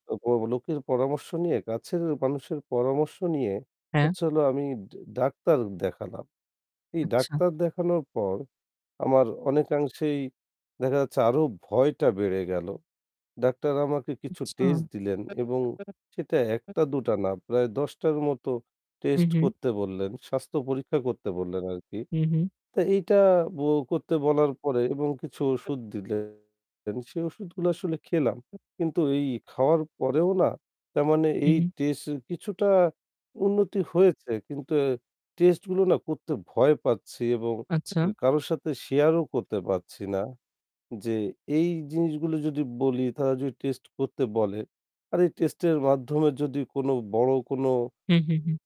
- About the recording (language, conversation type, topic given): Bengali, advice, বড় কোনো স্বাস্থ্য পরীক্ষার অনিশ্চিত ফল নিয়ে আপনার কি ভয় হচ্ছে?
- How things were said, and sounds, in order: static; unintelligible speech; tapping; other background noise; distorted speech; "টেস্ট" said as "টেস"